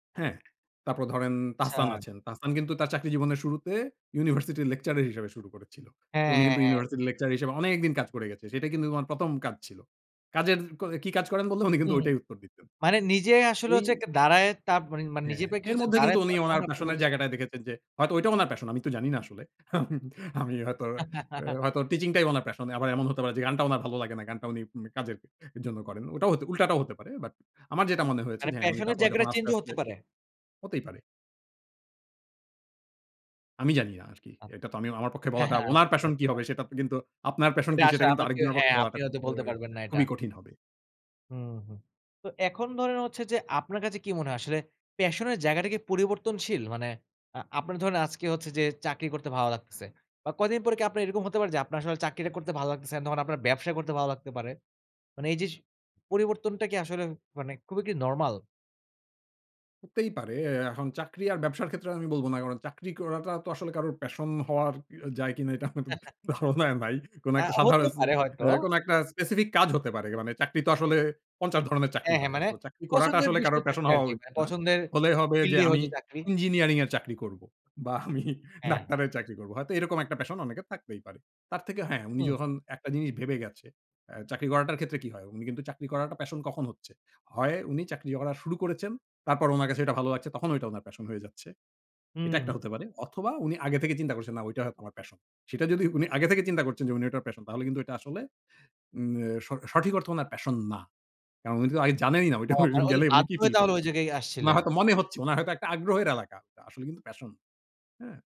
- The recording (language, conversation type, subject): Bengali, podcast, নিজের শক্তি ও আগ্রহ কীভাবে খুঁজে পাবেন?
- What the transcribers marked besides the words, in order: laugh; laughing while speaking: "আমি হয়তো"; laugh; in English: "change"; laughing while speaking: "এটা আমার তো ধারণা নাই"; laugh; in English: "specific"; laughing while speaking: "আমি"; laughing while speaking: "ওইটা গেলেই"